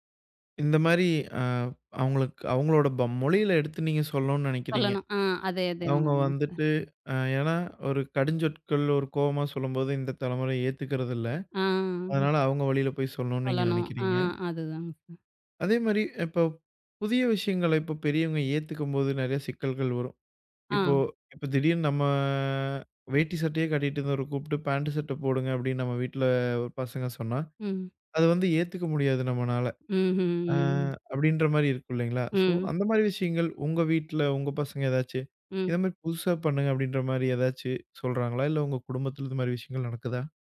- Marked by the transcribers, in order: drawn out: "ஆ"; drawn out: "நம்ம"; drawn out: "வீட்டில"; drawn out: "அ"; other noise
- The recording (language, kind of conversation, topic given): Tamil, podcast, பாரம்பரியத்தை காப்பாற்றி புதியதை ஏற்கும் சமநிலையை எப்படிச் சீராகப் பேணலாம்?